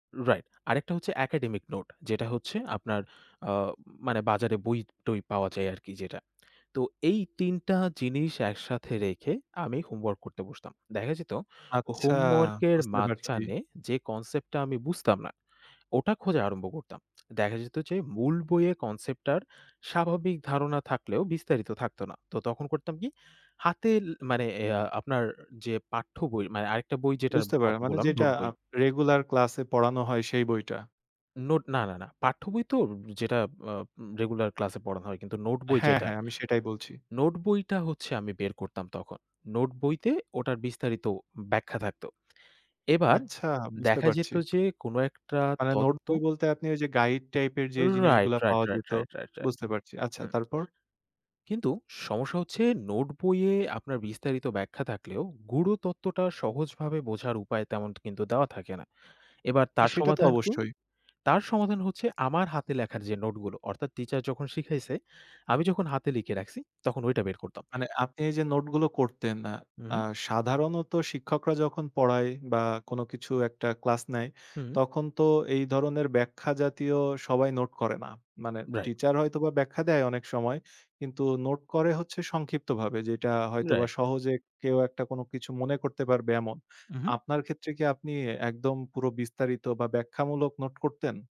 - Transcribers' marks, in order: tapping; lip smack; "হাতে" said as "হাতেল"; other background noise
- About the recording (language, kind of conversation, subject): Bengali, podcast, কীভাবে আপনি আপনার কাজকে আরও উদ্দেশ্যপূর্ণ করে তুলতে পারেন?